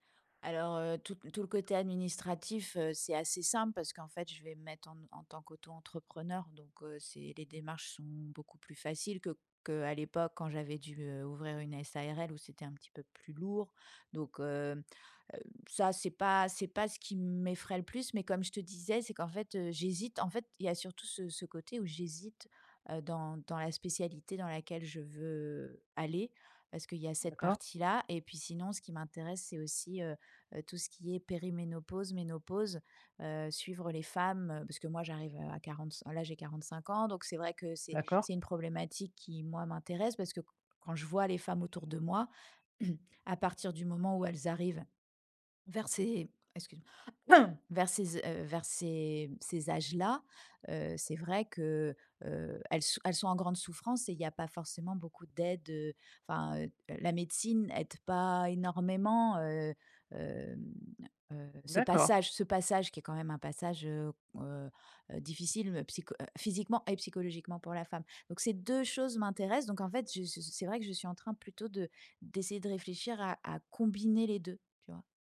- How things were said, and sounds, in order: throat clearing; cough; stressed: "deux"
- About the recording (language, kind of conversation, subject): French, advice, Comment gérer la crainte d’échouer avant de commencer un projet ?